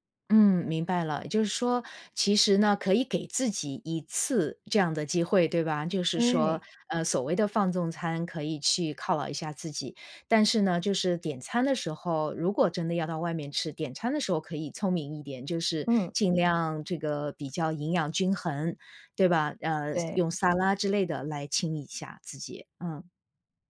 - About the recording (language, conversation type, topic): Chinese, advice, 如何把健康饮食变成日常习惯？
- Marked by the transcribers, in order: other background noise